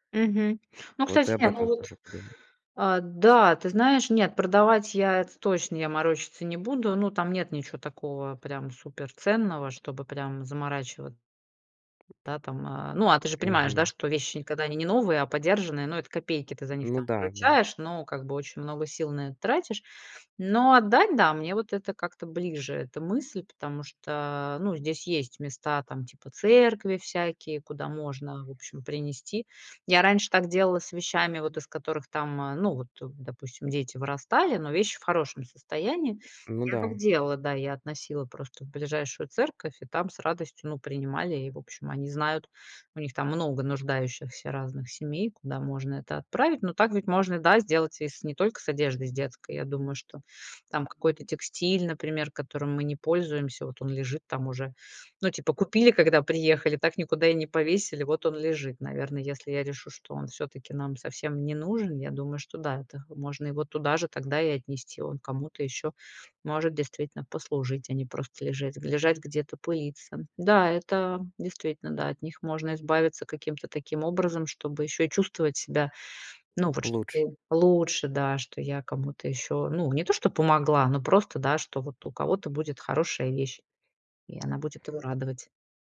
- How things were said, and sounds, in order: other background noise; drawn out: "церкви"
- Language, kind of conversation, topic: Russian, advice, Как при переезде максимально сократить количество вещей и не пожалеть о том, что я от них избавился(ась)?